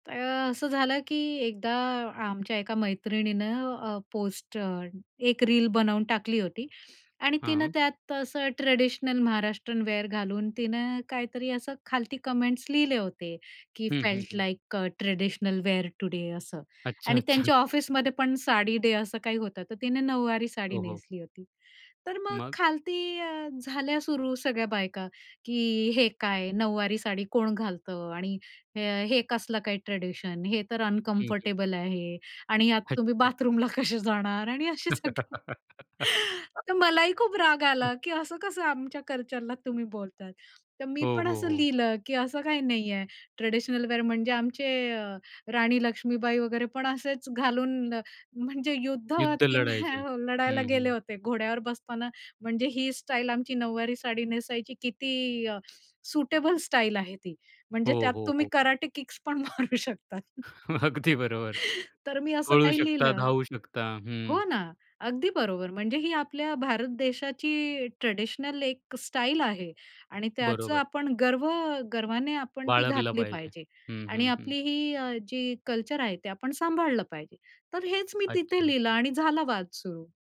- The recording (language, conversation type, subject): Marathi, podcast, ऑनलाइन वादातून बाहेर पडण्यासाठी तुमचा उपाय काय आहे?
- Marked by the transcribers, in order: in English: "कमेंट्स"; in English: "फेल्ट लाइक अ ट्रेडिशनल वेअर टुडे"; laughing while speaking: "अच्छा, अच्छा"; in English: "अनकम्फर्टेबल"; laughing while speaking: "अच्छा"; laughing while speaking: "बाथरूमला कसे जाणार आणि असे सगळे"; laugh; chuckle; other noise; tapping; unintelligible speech; in English: "किक्स"; chuckle; laughing while speaking: "अगदी बरोबर"